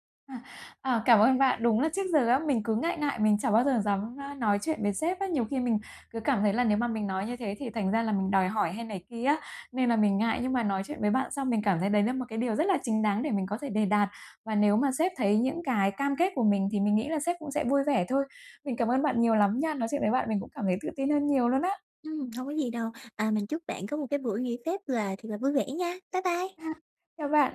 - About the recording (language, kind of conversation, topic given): Vietnamese, advice, Làm sao để giữ ranh giới công việc khi nghỉ phép?
- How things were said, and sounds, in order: tapping